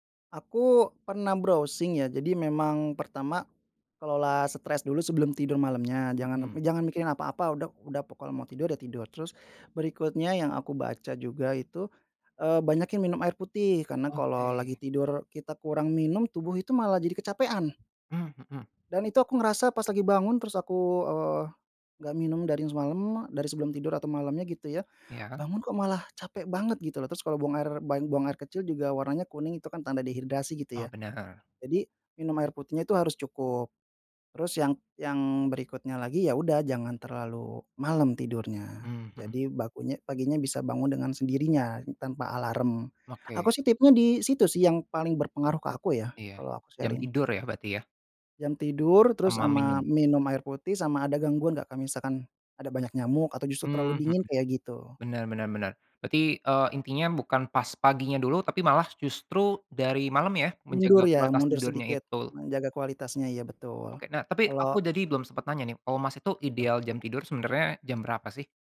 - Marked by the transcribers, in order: in English: "browsing"; "dari" said as "darin"; "dehidrasi" said as "dehirdrasi"; in English: "sharing"
- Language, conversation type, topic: Indonesian, podcast, Apa rutinitas pagi sederhana yang selalu membuat suasana hatimu jadi bagus?